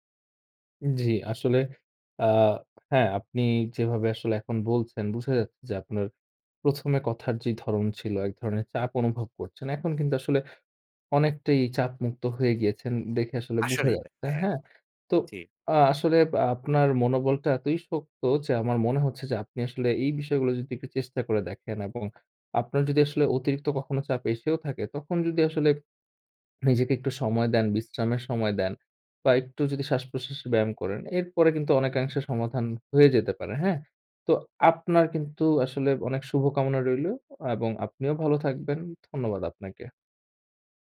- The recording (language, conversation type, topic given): Bengali, advice, দৈনন্দিন ছোটখাটো দায়িত্বেও কেন আপনার অতিরিক্ত চাপ অনুভূত হয়?
- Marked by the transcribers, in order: none